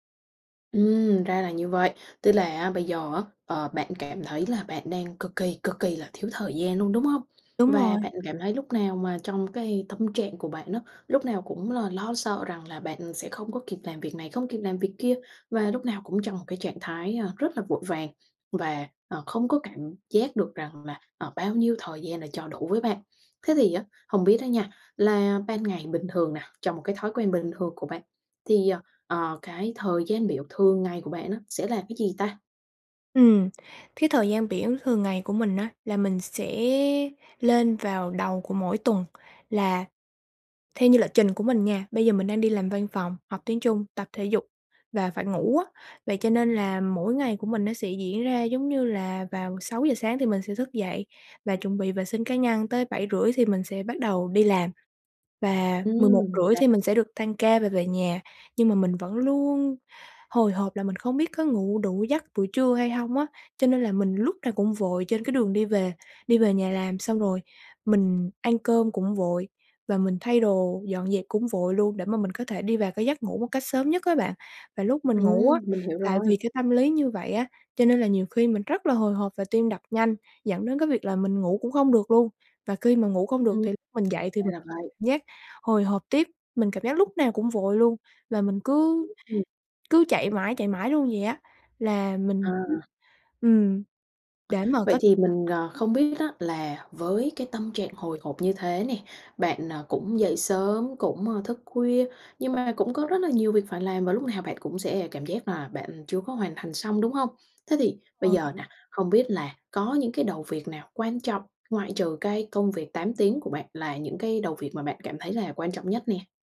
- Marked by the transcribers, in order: tapping; unintelligible speech; other background noise; unintelligible speech; unintelligible speech; unintelligible speech
- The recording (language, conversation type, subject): Vietnamese, advice, Làm sao để không còn cảm thấy vội vàng và thiếu thời gian vào mỗi buổi sáng?